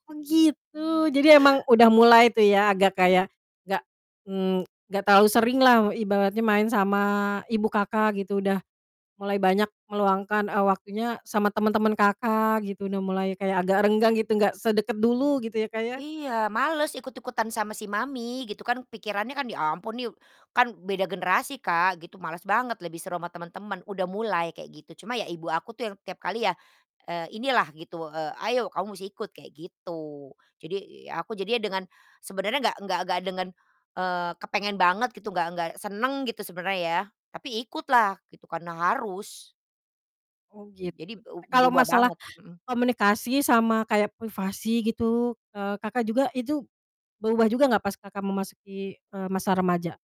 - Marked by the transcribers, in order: distorted speech
- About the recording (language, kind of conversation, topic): Indonesian, podcast, Apa yang berubah dalam hubungan keluarga saat kamu menginjak masa remaja?
- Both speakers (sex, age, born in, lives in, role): female, 30-34, Indonesia, Indonesia, host; female, 50-54, Indonesia, Netherlands, guest